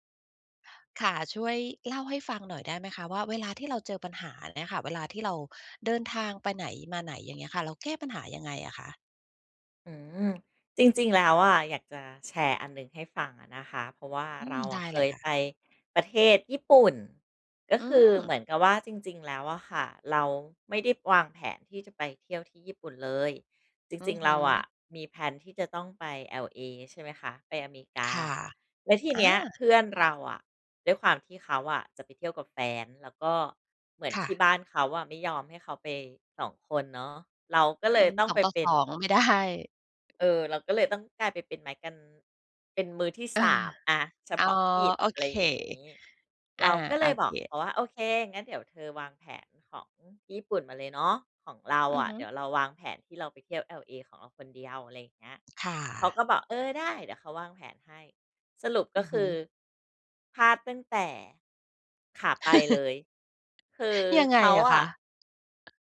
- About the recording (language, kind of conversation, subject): Thai, podcast, เวลาเจอปัญหาระหว่างเดินทาง คุณรับมือยังไง?
- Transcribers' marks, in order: other background noise; in English: "แพลน"; laughing while speaking: "ได้"; chuckle